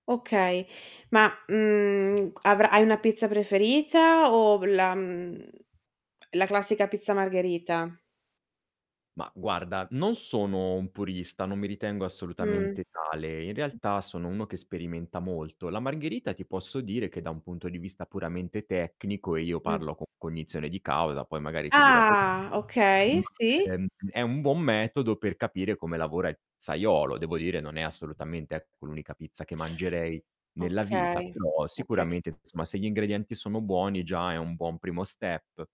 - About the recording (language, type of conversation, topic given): Italian, podcast, Qual è il cibo che ti fa subito pensare a casa?
- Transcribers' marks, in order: other background noise; static; distorted speech; other noise; tapping; drawn out: "Ah"; in English: "step"